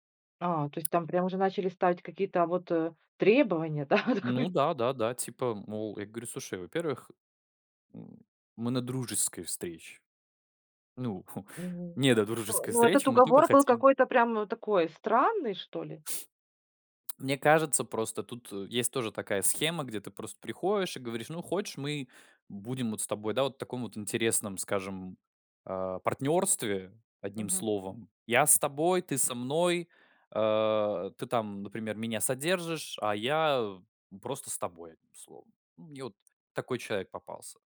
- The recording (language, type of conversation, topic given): Russian, podcast, Как в онлайне можно выстроить настоящее доверие?
- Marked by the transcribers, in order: tapping; laughing while speaking: "да?"; laughing while speaking: "Ну, недодружеской встречи"